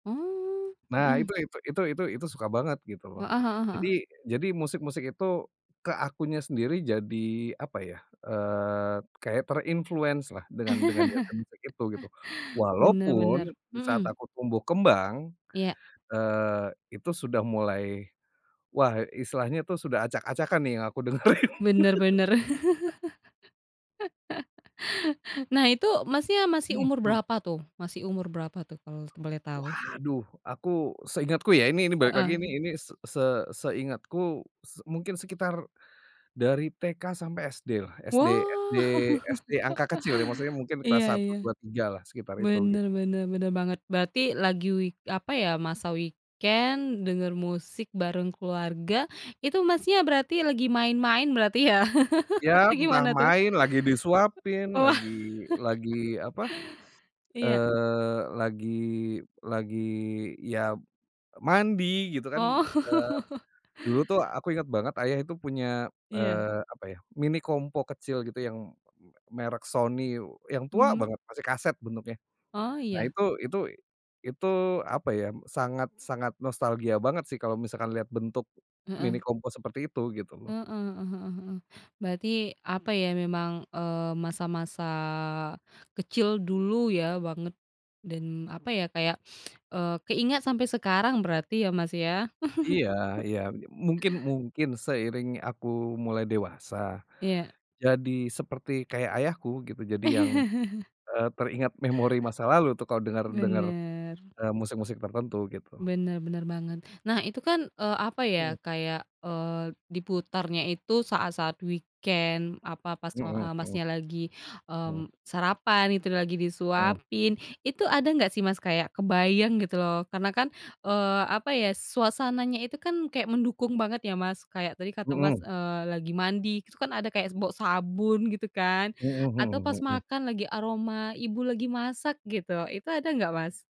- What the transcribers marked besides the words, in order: in English: "terinfluence"; laugh; laughing while speaking: "dengerin"; chuckle; laugh; tapping; laugh; in English: "weekend"; laugh; laughing while speaking: "Oalah"; chuckle; other background noise; chuckle; chuckle; in English: "weekend"
- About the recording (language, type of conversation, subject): Indonesian, podcast, Bisa ceritakan lagu yang sering diputar di rumahmu saat kamu kecil?